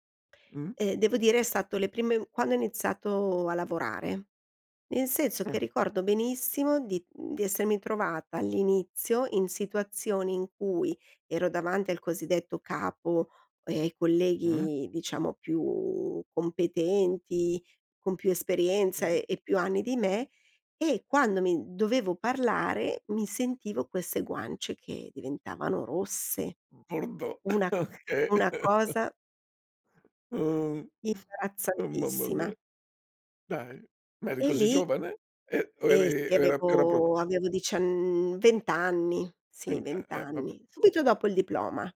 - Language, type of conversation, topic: Italian, podcast, Come gestisci la paura di essere giudicato mentre parli?
- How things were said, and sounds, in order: chuckle; laughing while speaking: "Okay"; chuckle; "proprio" said as "propro"; unintelligible speech